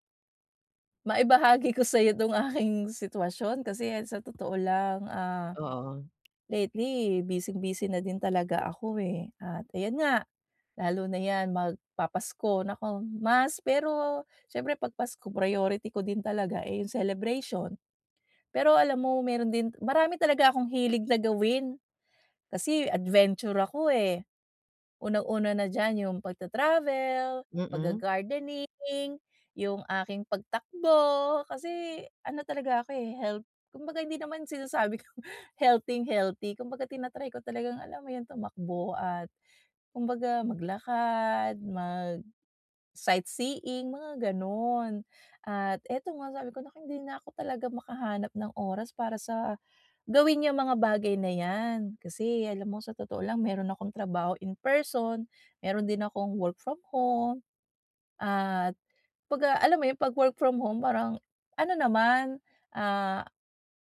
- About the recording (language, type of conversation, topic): Filipino, advice, Paano ako makakahanap ng oras para sa mga hilig ko?
- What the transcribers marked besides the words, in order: other background noise; in English: "adventure"; in English: "healthing-healthy"; in English: "mag-sightseeing"; in English: "in person"